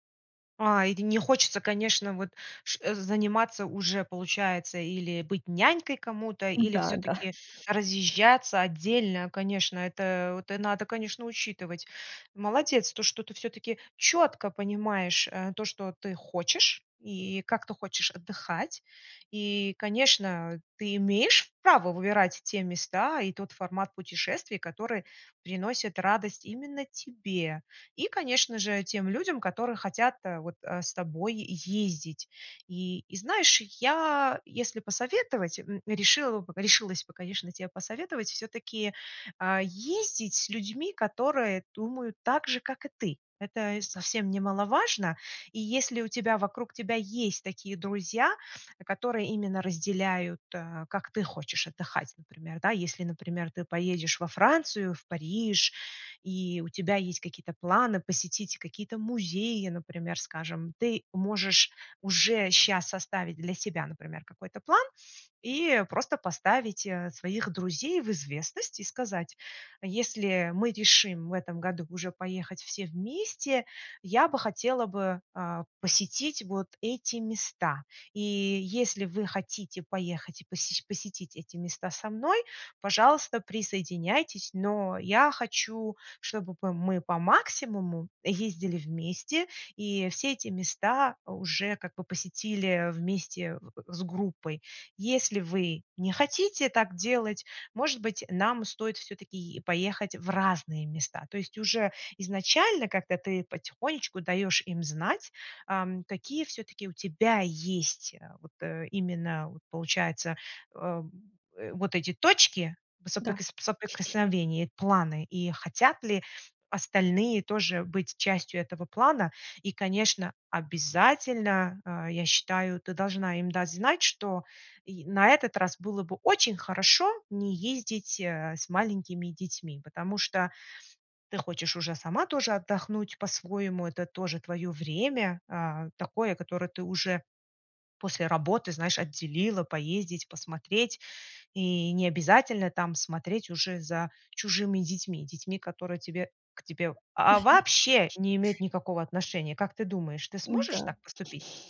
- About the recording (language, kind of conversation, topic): Russian, advice, Как справляться с неожиданными проблемами во время поездки, чтобы отдых не был испорчен?
- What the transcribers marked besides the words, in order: laughing while speaking: "да"; background speech; giggle